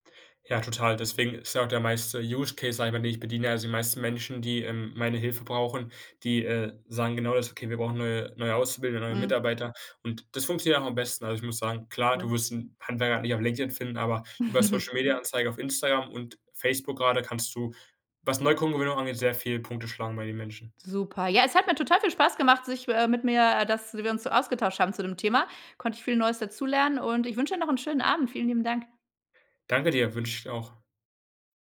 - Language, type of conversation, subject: German, podcast, Wie entscheidest du, welche Chancen du wirklich nutzt?
- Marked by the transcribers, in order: in English: "Use Case"; chuckle